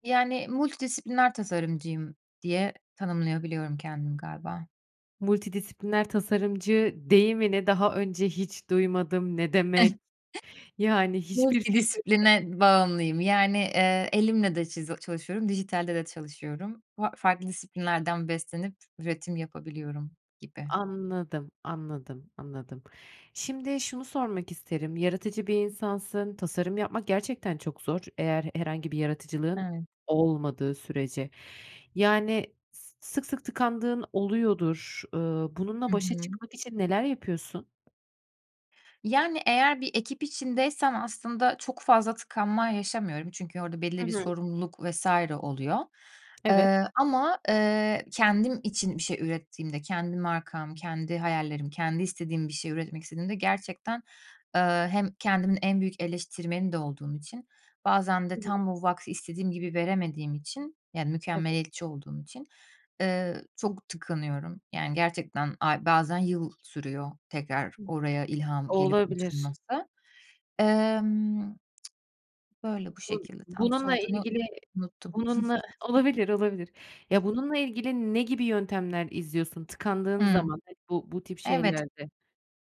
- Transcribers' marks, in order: chuckle; other background noise; tapping; tsk; chuckle
- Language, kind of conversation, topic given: Turkish, podcast, Tıkandığında ne yaparsın?